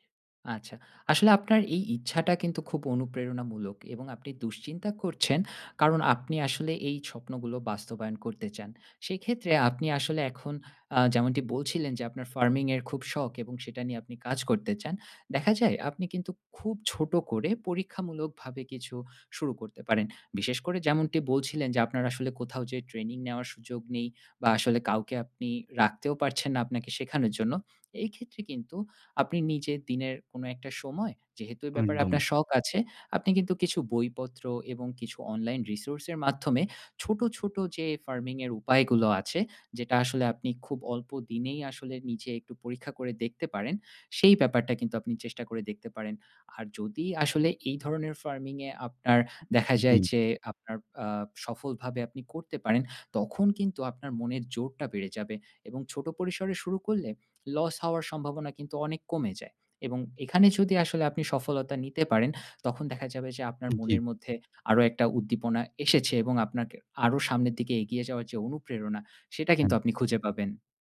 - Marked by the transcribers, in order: in English: "Farming"; in English: "Resource"
- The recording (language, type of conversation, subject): Bengali, advice, চাকরিতে কাজের অর্থহীনতা অনুভব করছি, জীবনের উদ্দেশ্য কীভাবে খুঁজে পাব?